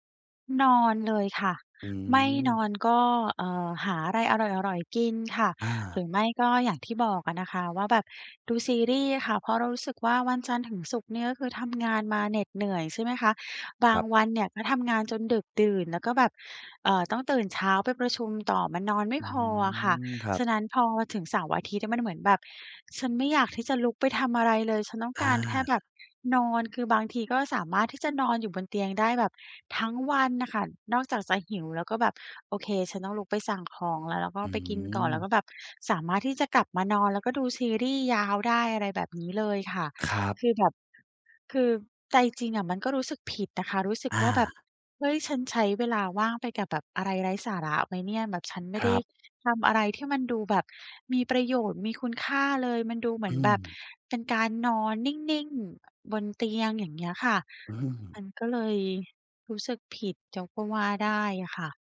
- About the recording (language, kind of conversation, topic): Thai, advice, คุณควรใช้เวลาว่างในวันหยุดสุดสัปดาห์ให้เกิดประโยชน์อย่างไร?
- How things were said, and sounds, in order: unintelligible speech